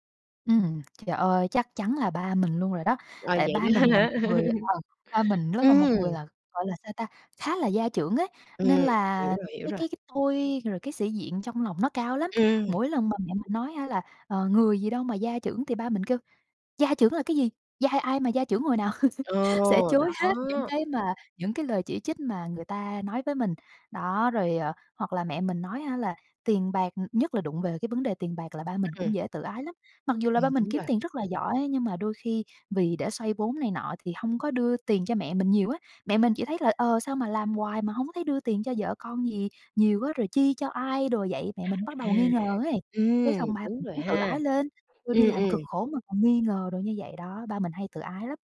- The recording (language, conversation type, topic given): Vietnamese, advice, Tại sao các cuộc tranh cãi trong gia đình cứ lặp đi lặp lại vì giao tiếp kém?
- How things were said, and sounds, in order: tapping; laughing while speaking: "hả?"; laugh; laugh; other noise; other background noise; unintelligible speech